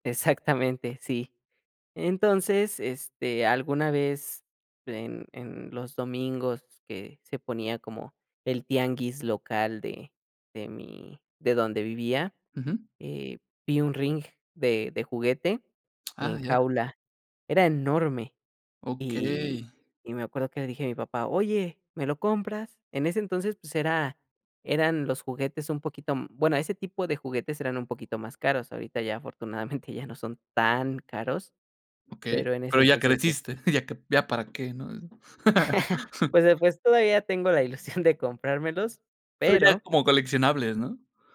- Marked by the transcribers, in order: laughing while speaking: "afortunadamente"; laughing while speaking: "ya que"; chuckle; laugh
- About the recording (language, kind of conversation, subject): Spanish, podcast, ¿Qué recuerdo de tu infancia nunca olvidas?